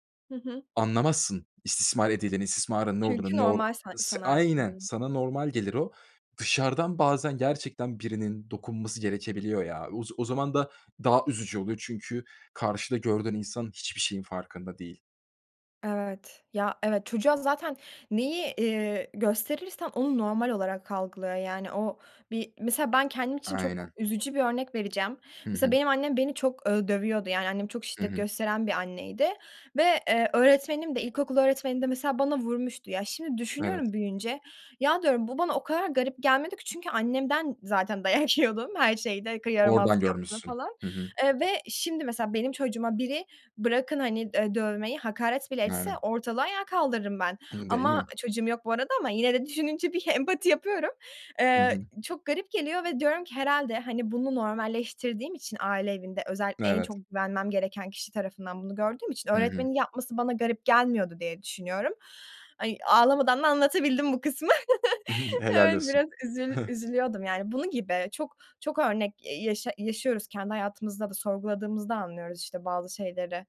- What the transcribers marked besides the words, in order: other background noise; laughing while speaking: "dayak yiyordum"; laughing while speaking: "empati yapıyorum"; chuckle; scoff
- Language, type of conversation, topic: Turkish, podcast, Destek verirken tükenmemek için ne yaparsın?